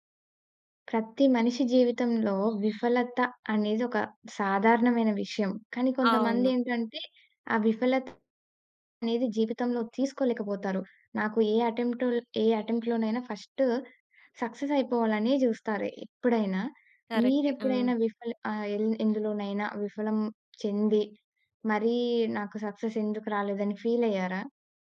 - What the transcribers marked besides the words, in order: other background noise; in English: "యటెంప్ట్"; in English: "ఫస్ట్ సక్సెస్"; in English: "సక్సెస్"
- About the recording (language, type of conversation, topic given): Telugu, podcast, మీ జీవితంలో ఎదురైన ఒక ముఖ్యమైన విఫలత గురించి చెబుతారా?